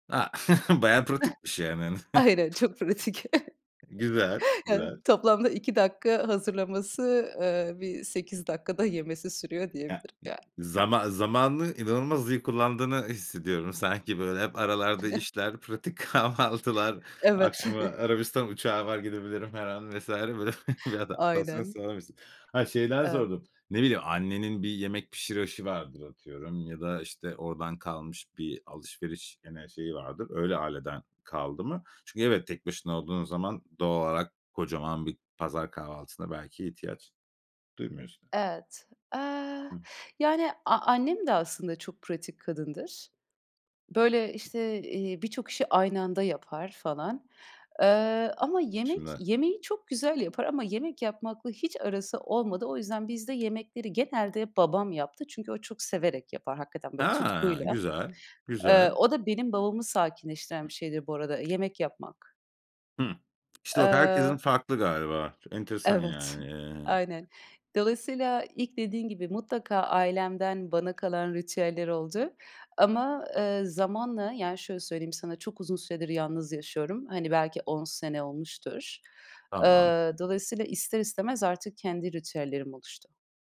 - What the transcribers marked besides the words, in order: chuckle; laughing while speaking: "Aynen, çok pratik"; other background noise; chuckle; tapping; giggle; laughing while speaking: "kahvaltılar"; chuckle; chuckle; unintelligible speech
- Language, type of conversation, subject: Turkish, podcast, Evde sakinleşmek için uyguladığın küçük ritüeller nelerdir?